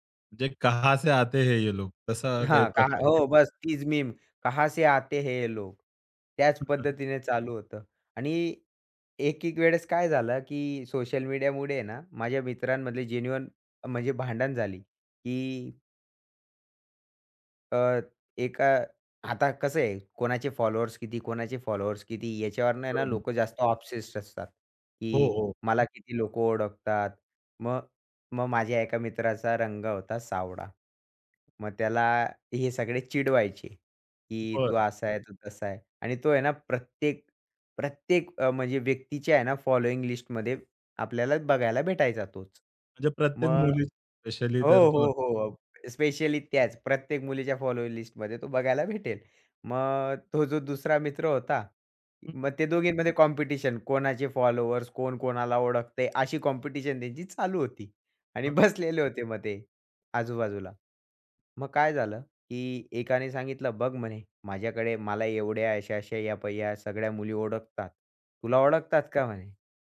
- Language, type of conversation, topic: Marathi, podcast, सोशल मीडियावरून नाती कशी जपता?
- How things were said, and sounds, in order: other background noise; in Hindi: "कहाँ से आते है ये लोग"; in Hindi: "कहा से आते है लोग"; tapping; in English: "जेन्युइन"; in English: "ऑब्सेस्ड"; laughing while speaking: "बसलेले होते"